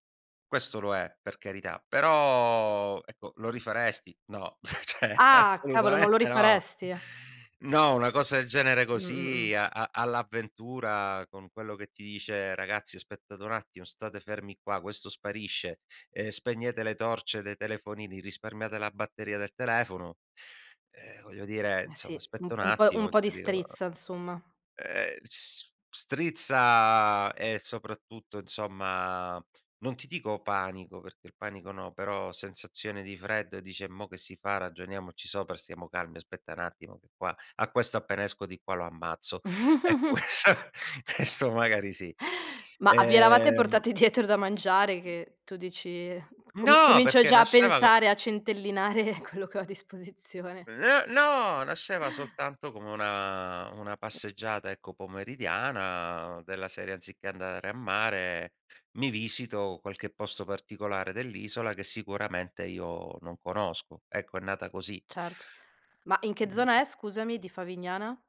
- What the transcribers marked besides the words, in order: drawn out: "però"; chuckle; laughing while speaking: "ceh, assolutamente no"; "cioè" said as "ceh"; "insomma" said as "nzoma"; "cioè" said as "ceh"; "insomma" said as "nsomma"; chuckle; laughing while speaking: "ques questo"; other background noise; laughing while speaking: "dietro"; laughing while speaking: "centellinare quello che ho a disposizione"; other noise
- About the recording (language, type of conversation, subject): Italian, podcast, Qual è il posto più sorprendente che hai scoperto per caso?